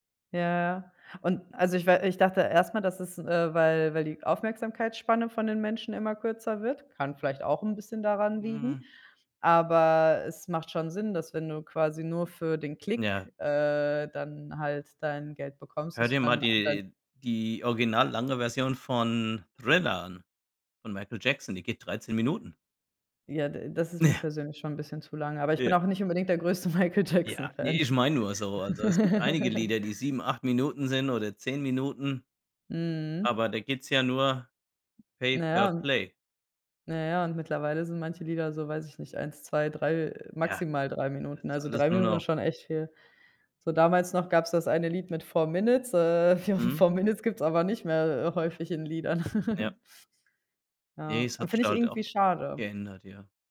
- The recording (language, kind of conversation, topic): German, unstructured, Was hältst du von Künstlern, die nur auf Klickzahlen achten?
- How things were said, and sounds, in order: other background noise; snort; laughing while speaking: "Michael Jackson"; chuckle; tapping; in English: "four Minutes"; in English: "fo four Minutes"; laughing while speaking: "fo four Minutes"; chuckle